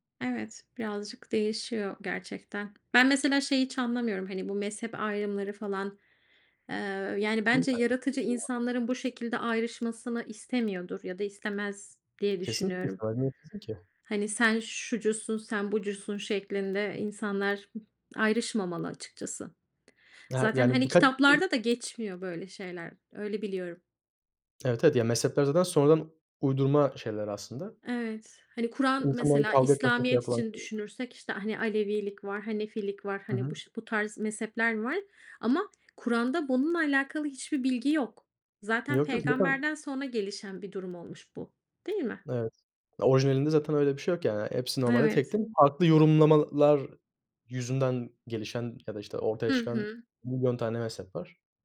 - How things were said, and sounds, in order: other background noise; unintelligible speech; other noise; unintelligible speech; unintelligible speech; unintelligible speech
- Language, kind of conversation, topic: Turkish, unstructured, Hayatında öğrendiğin en ilginç bilgi neydi?